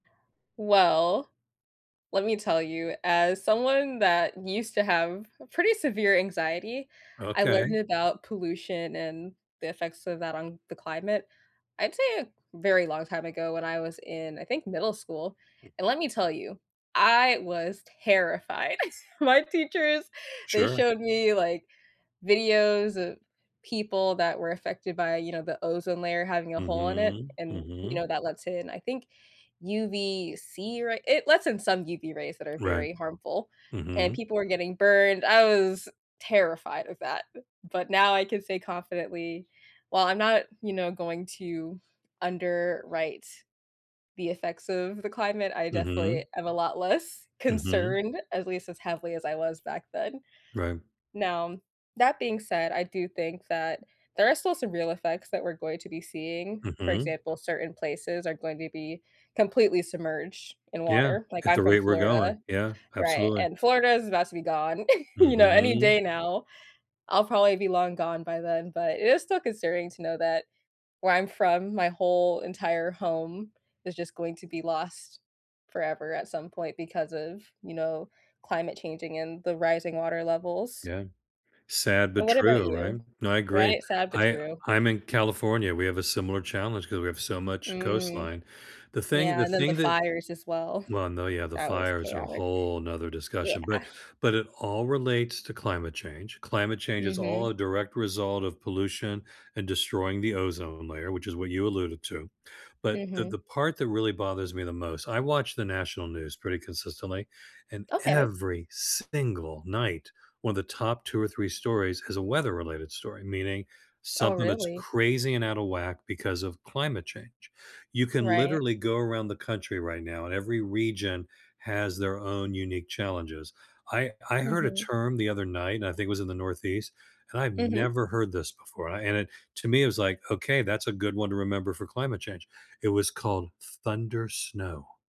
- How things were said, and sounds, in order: other background noise; chuckle; tapping; chuckle; stressed: "every single"
- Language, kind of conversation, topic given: English, unstructured, What should I be most concerned about if pollution keeps rising?